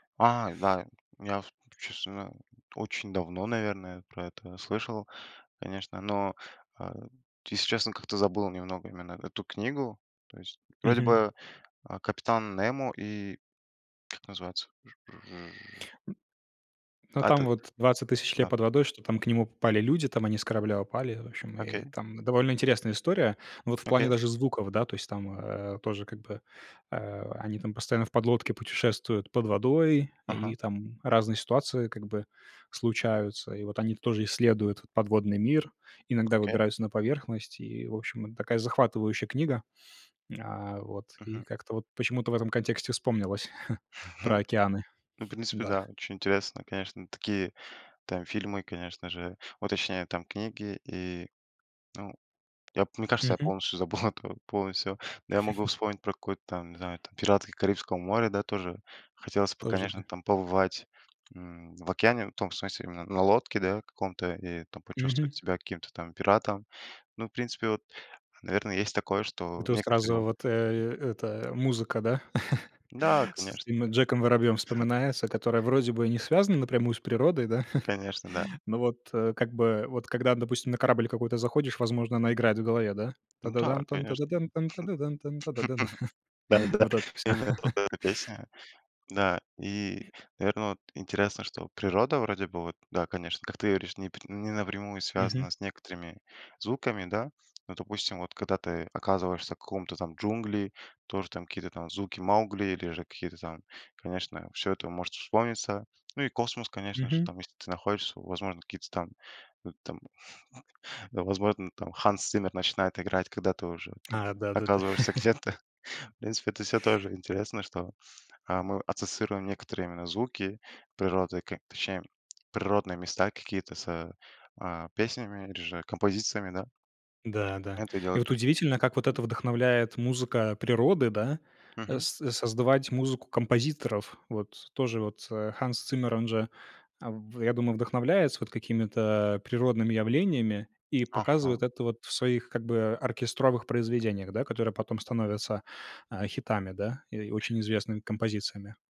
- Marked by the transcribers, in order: tapping; chuckle; sniff; chuckle; giggle; other background noise; chuckle; chuckle; singing: "Та-да-да-тан, та-да-да-тан, та-да-да-тан, та-да-дан"; laugh; chuckle; chuckle; chuckle
- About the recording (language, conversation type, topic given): Russian, podcast, Какие звуки природы тебе нравятся слушать и почему?